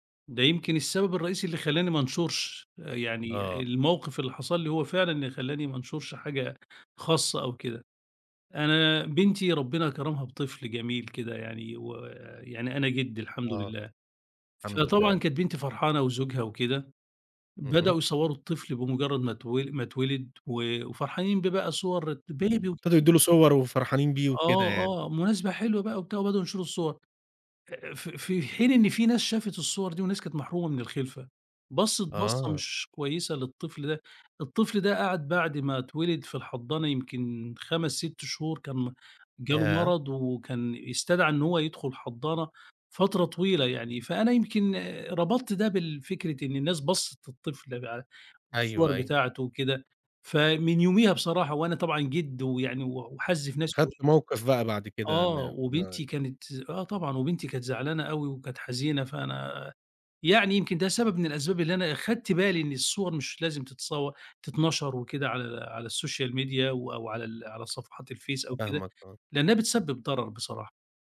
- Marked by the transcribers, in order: unintelligible speech; in English: "بيبي"; unintelligible speech; unintelligible speech; in English: "السوشيال ميديا"
- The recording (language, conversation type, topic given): Arabic, podcast, إيه نصايحك عشان أحمي خصوصيتي على السوشال ميديا؟